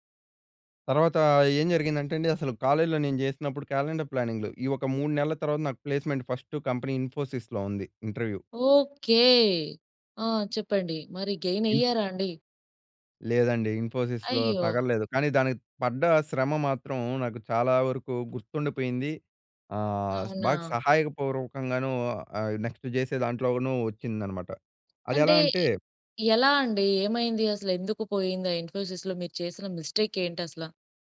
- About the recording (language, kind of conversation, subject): Telugu, podcast, క్యాలెండర్‌ని ప్లాన్ చేయడంలో మీ చిట్కాలు ఏమిటి?
- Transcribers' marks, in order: in English: "కాలేజ్‌లో"; in English: "క్యాలెండర్"; in English: "ప్లేస్‌మెంట్"; in English: "ఇంటర్వ్యూ"; in English: "గెయిన్"; in English: "ఇన్ఫోసిస్‌లొ"; in English: "నెక్స్ట్"; in English: "ఇన్ఫోసిస్‌లో"; in English: "మిస్టేక్"